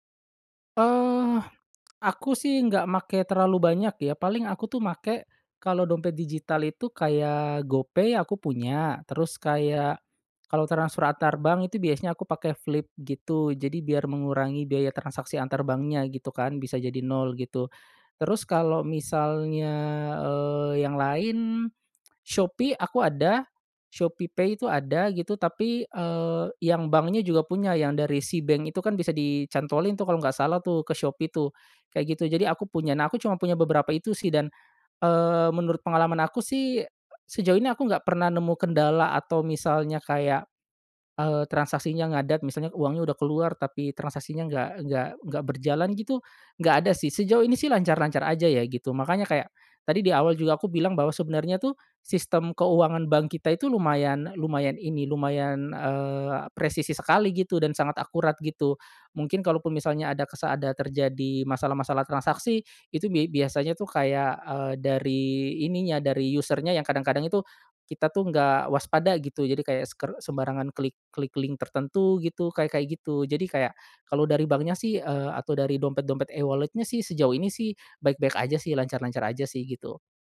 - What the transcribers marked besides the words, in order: in English: "user-nya"; in English: "e-wallet-nya"
- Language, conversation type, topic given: Indonesian, podcast, Bagaimana menurutmu keuangan pribadi berubah dengan hadirnya mata uang digital?